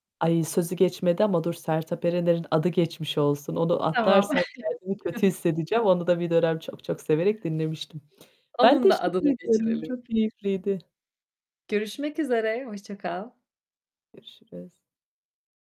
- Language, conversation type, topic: Turkish, podcast, Hatırladığın en eski müzik anın ya da aklına kazınan ilk şarkı hangisiydi?
- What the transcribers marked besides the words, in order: static; distorted speech; chuckle; other background noise